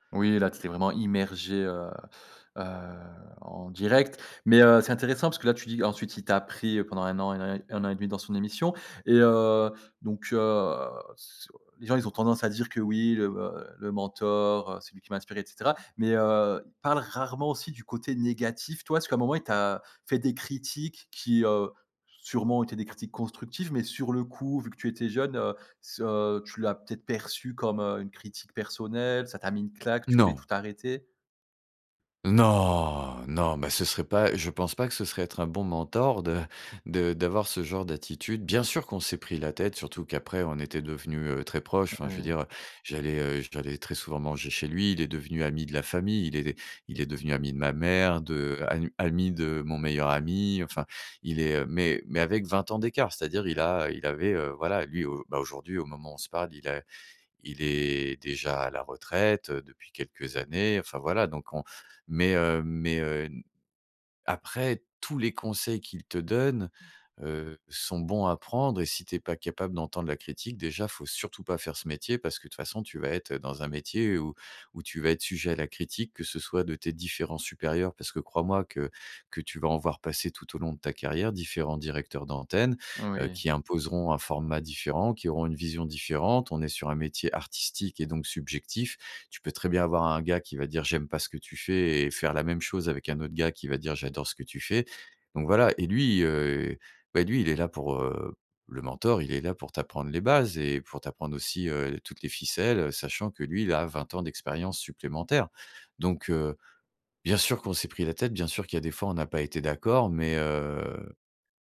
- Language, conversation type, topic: French, podcast, Peux-tu me parler d’un mentor qui a tout changé pour toi ?
- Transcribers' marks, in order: stressed: "rarement"; stressed: "négatif"; drawn out: "Non !"; laughing while speaking: "de"; other background noise